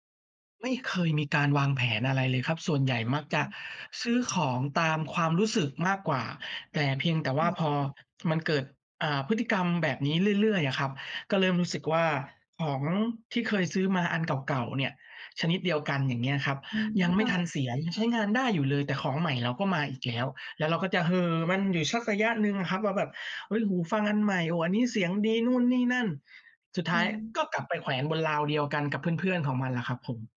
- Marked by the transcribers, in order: none
- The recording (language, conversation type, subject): Thai, advice, คุณมักซื้อของแบบฉับพลันแล้วเสียดายทีหลังบ่อยแค่ไหน และมักเป็นของประเภทไหน?